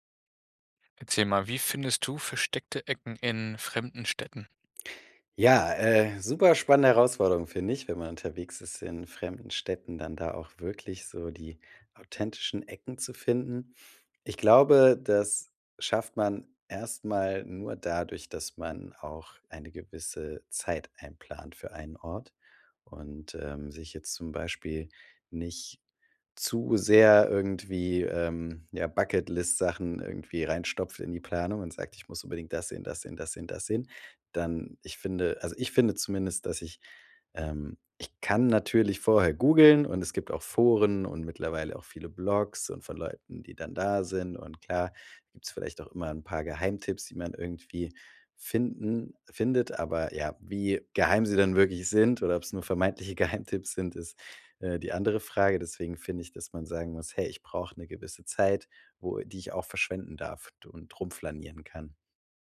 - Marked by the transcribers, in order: in English: "Bucketlist"; laughing while speaking: "Geheimtipps"; "herumflanieren" said as "rumflanieren"
- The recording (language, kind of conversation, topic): German, podcast, Wie findest du versteckte Ecken in fremden Städten?